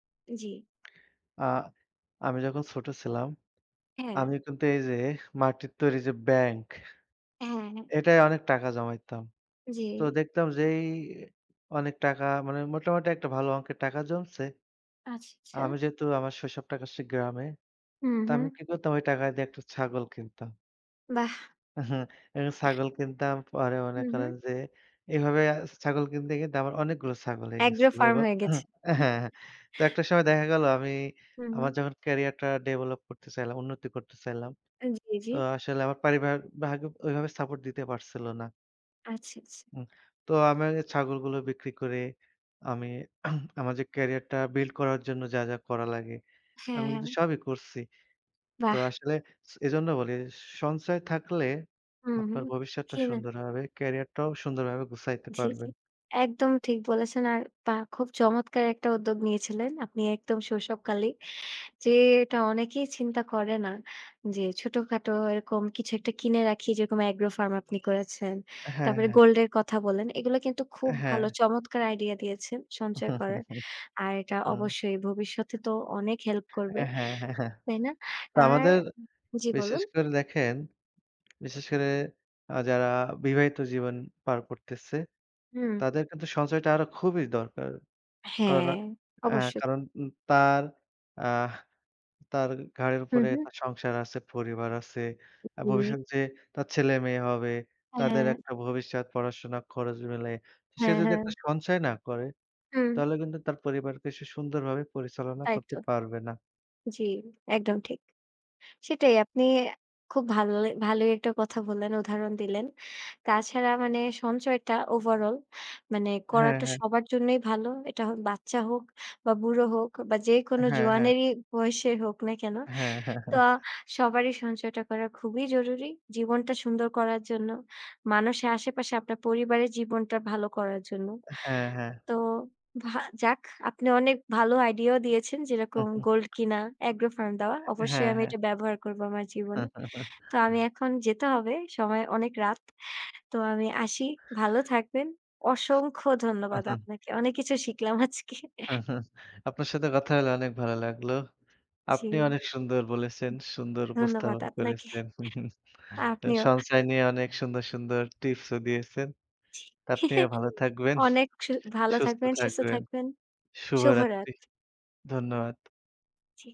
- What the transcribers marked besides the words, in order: "কাটছি" said as "কাটসি"; chuckle; other background noise; throat clearing; chuckle; cough; tapping; chuckle; "কারণ" said as "কাউরা"; unintelligible speech; laughing while speaking: "হ্যাঁ, হ্যাঁ"; chuckle; laughing while speaking: "আজকে"; chuckle; chuckle; chuckle
- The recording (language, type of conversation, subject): Bengali, unstructured, ছোট ছোট খরচ নিয়ন্ত্রণ করলে কীভাবে বড় সঞ্চয় হয়?